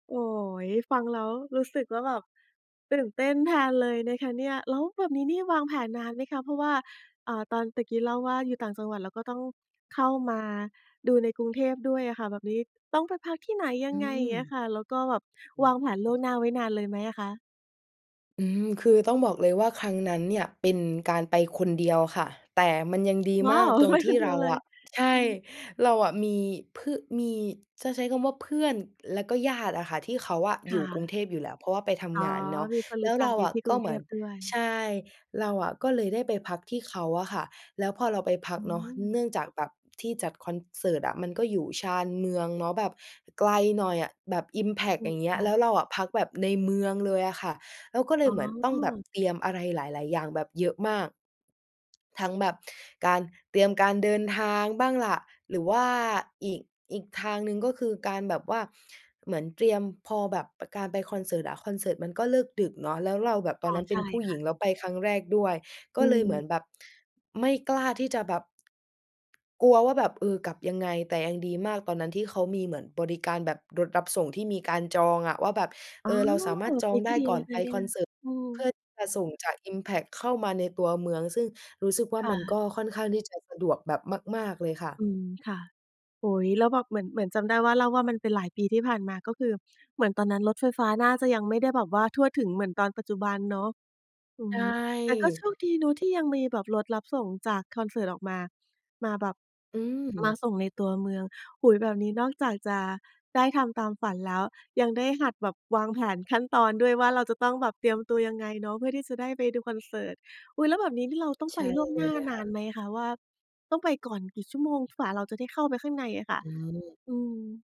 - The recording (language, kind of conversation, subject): Thai, podcast, คุณช่วยเล่าประสบการณ์ไปคอนเสิร์ตที่น่าจดจำที่สุดของคุณให้ฟังหน่อยได้ไหม?
- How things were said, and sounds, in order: laughing while speaking: "ไป"; tapping